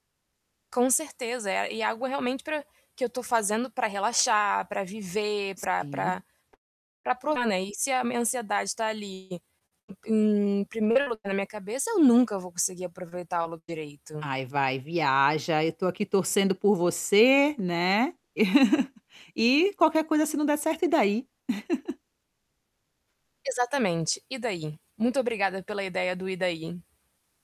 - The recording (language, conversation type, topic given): Portuguese, advice, Como posso lidar com a ansiedade ao viajar para destinos desconhecidos?
- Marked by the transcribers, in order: static; tapping; distorted speech; chuckle; chuckle